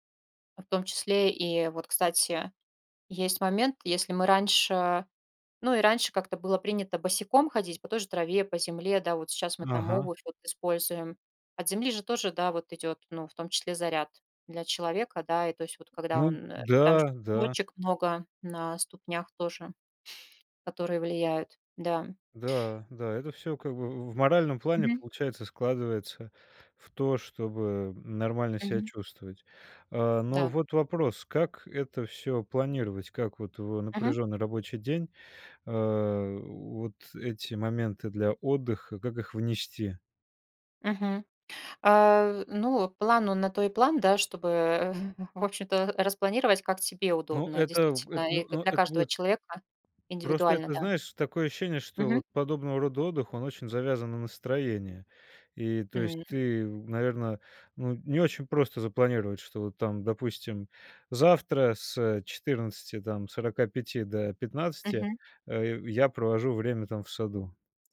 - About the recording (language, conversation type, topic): Russian, podcast, Как вы выбираете, куда вкладывать время и энергию?
- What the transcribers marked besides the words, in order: chuckle; other background noise